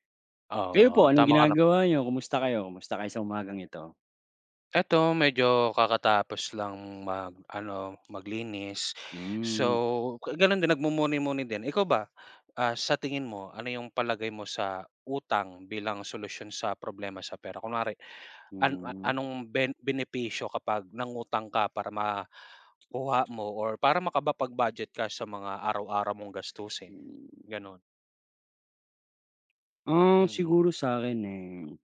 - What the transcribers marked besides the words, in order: "makapag-budget" said as "makabapag-budget"
- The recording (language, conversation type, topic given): Filipino, unstructured, Ano ang palagay mo tungkol sa pag-utang bilang solusyon sa mga problemang pinansyal?